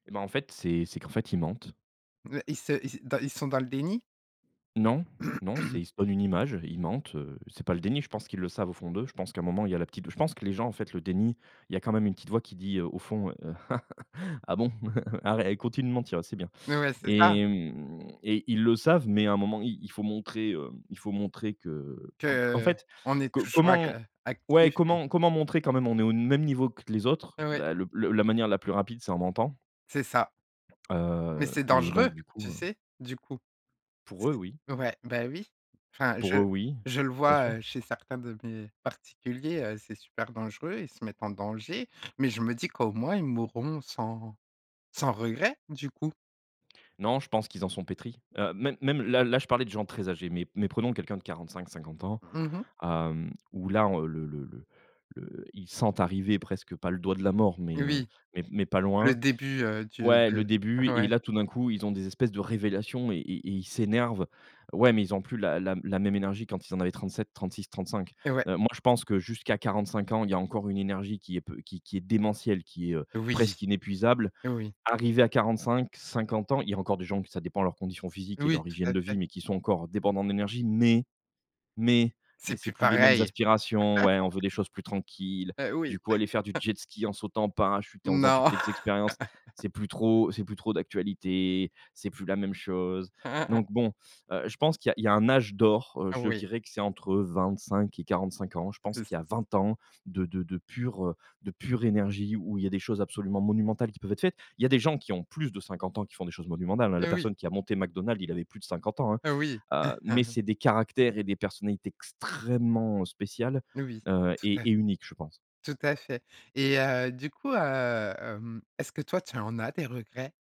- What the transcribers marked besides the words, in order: throat clearing; chuckle; drawn out: "mmh"; chuckle; stressed: "révélations"; laugh; chuckle; laugh; stressed: "de de de pure de … et des personnalités"; chuckle; drawn out: "hem"
- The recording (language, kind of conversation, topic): French, podcast, Peut-on transformer un regret en force ?
- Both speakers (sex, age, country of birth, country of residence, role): female, 40-44, France, France, host; male, 35-39, France, France, guest